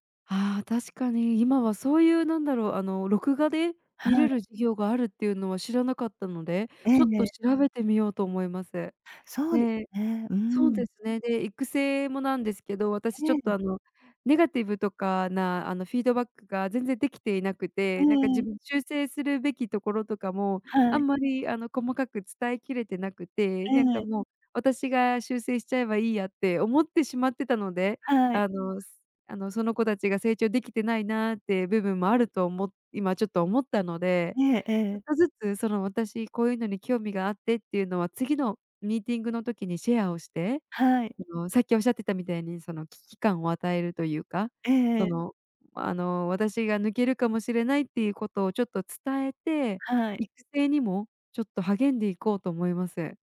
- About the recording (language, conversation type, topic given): Japanese, advice, 学び直してキャリアチェンジするかどうか迷っている
- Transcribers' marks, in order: tapping